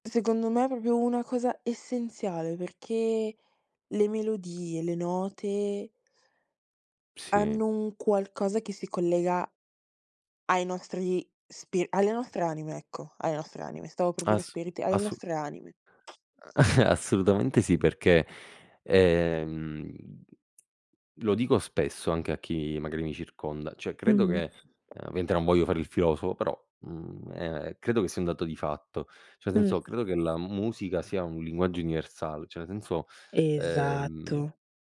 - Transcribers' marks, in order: other background noise; "proprio" said as "popio"; stressed: "essenziale"; tapping; chuckle; drawn out: "ehm"; "cioè" said as "ceh"; "ovviamente" said as "viente"; "Cioè" said as "ceh"; "cioè" said as "ceh"; drawn out: "Esatto"
- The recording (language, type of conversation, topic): Italian, podcast, Com’è diventata la musica una parte importante della tua vita?